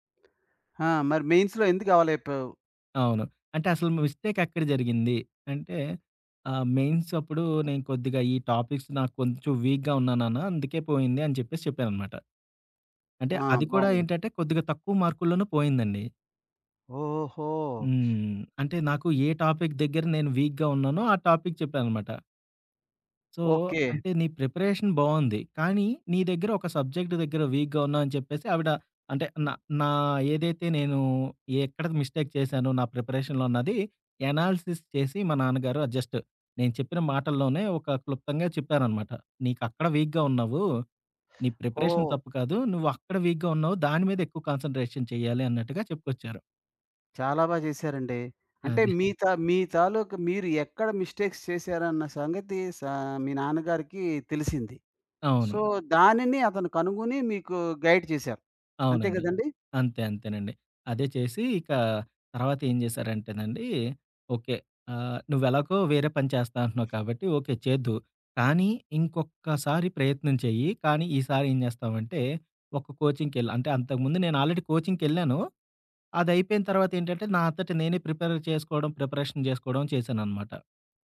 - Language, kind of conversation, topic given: Telugu, podcast, ప్రేరణ లేకపోతే మీరు దాన్ని ఎలా తెచ్చుకుంటారు?
- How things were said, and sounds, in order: other background noise; in English: "మెయిన్స్‌లో"; in English: "మిస్టేక్"; in English: "మెయిన్స్"; in English: "టాపిక్స్"; in English: "వీక్‌గా"; in English: "టాపిక్"; in English: "వీక్‌గా"; in English: "టాపిక్"; in English: "సో"; in English: "ప్రిపరేషన్"; in English: "సబ్జెక్ట్"; in English: "వీక్‌గా"; in English: "మిస్టేక్"; in English: "ప్రిపరేషన్‌లో"; in English: "ఎనాలిసిస్"; in English: "జస్ట్"; in English: "వీక్‌గా"; in English: "ప్రిపరేషన్"; in English: "వీక్‌గా"; in English: "కాన్సన్‌ట్రేషన్"; in English: "మిస్టేక్స్"; in English: "సో"; in English: "గైడ్"; in English: "కోచింగ్‌కి"; in English: "ఆల్రెడీ కోచింగ్‌కెళ్లాను"; in English: "ప్రిపేర్"; in English: "ప్రిపరేషన్"